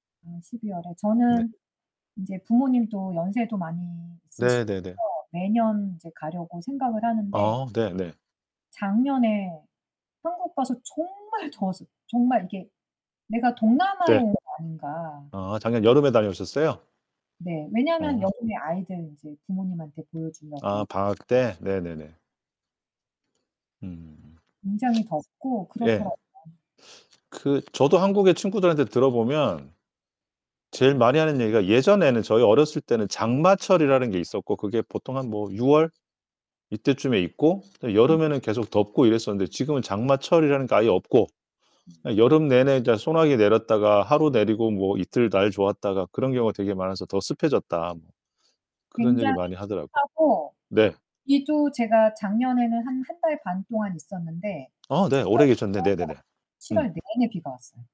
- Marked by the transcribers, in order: distorted speech; other background noise; unintelligible speech; unintelligible speech
- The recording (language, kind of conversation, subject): Korean, unstructured, 여름과 겨울 중 어떤 계절을 더 좋아하시나요?